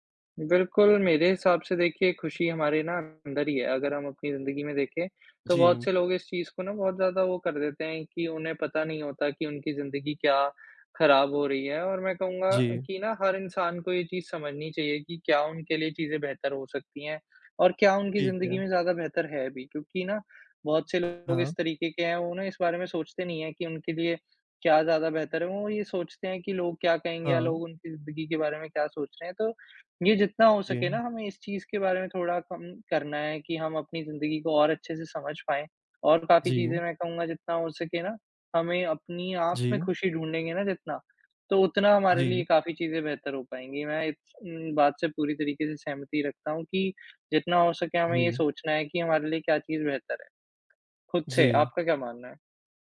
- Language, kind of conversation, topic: Hindi, unstructured, खुशी पाने के लिए आप क्या करते हैं?
- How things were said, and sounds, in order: tapping